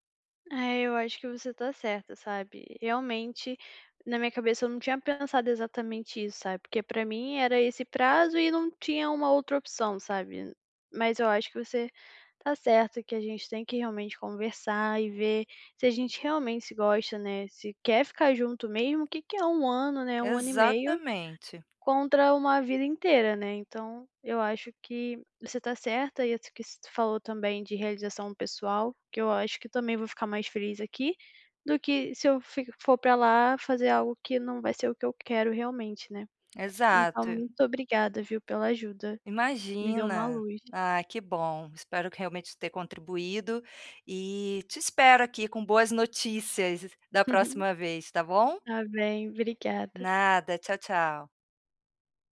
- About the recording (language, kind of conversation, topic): Portuguese, advice, Como posso tomar uma decisão sobre o meu futuro com base em diferentes cenários e seus possíveis resultados?
- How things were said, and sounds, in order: other background noise; tapping; laugh